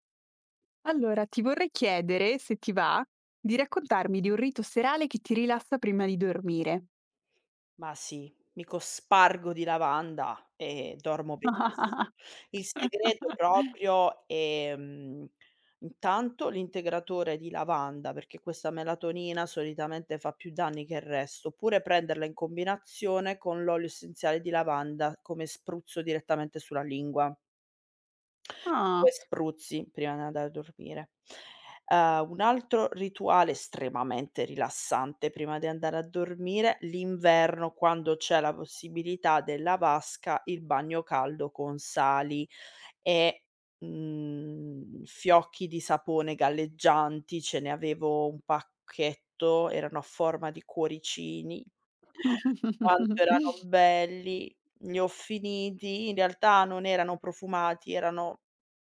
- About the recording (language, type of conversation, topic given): Italian, podcast, Qual è un rito serale che ti rilassa prima di dormire?
- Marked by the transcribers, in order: chuckle; tapping; other background noise; chuckle